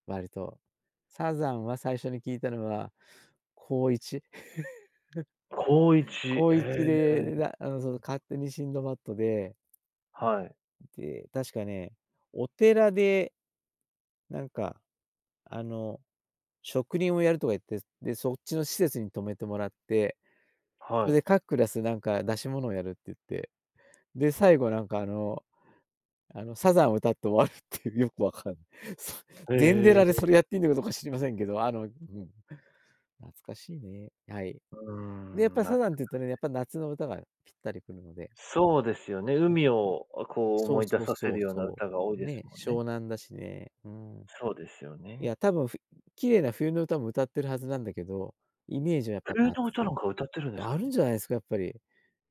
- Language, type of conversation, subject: Japanese, podcast, 特定の季節を思い出す曲はありますか？
- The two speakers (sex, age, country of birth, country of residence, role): male, 30-34, Japan, Japan, host; male, 60-64, Japan, Japan, guest
- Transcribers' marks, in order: laugh; other background noise; laughing while speaking: "終わるっていう、よくわかんない"